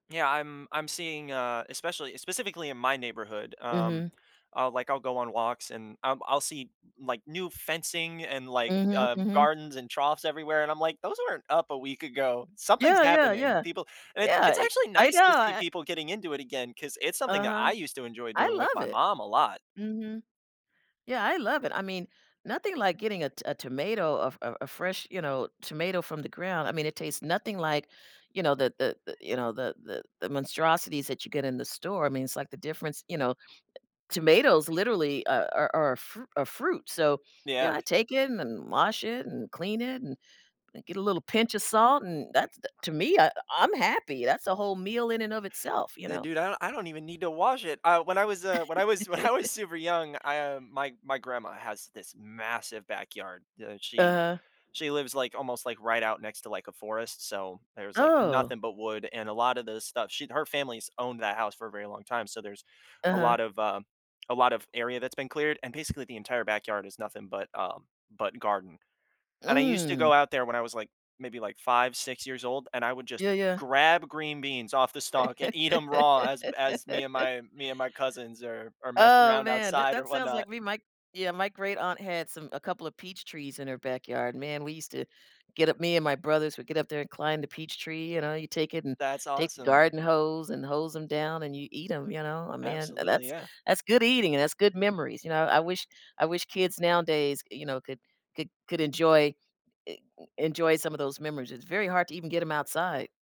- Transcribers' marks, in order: chuckle; laughing while speaking: "I"; laugh
- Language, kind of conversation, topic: English, unstructured, What is your favorite comfort food, and why?
- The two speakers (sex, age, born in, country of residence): female, 60-64, United States, United States; male, 20-24, United States, United States